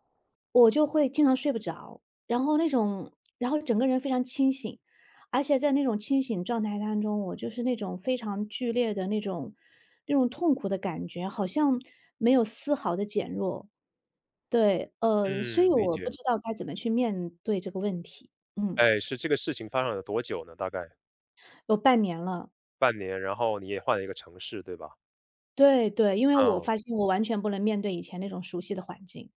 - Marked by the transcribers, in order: none
- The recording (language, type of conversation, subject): Chinese, advice, 为什么我在经历失去或突发变故时会感到麻木，甚至难以接受？